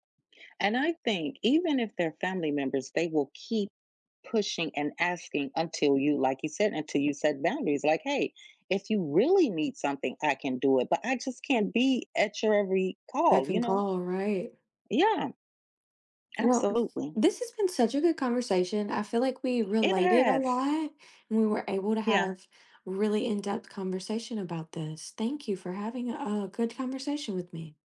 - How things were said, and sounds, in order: none
- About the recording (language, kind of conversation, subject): English, podcast, How do you define a meaningful and lasting friendship?
- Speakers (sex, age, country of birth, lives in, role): female, 25-29, United States, United States, host; female, 50-54, United States, United States, guest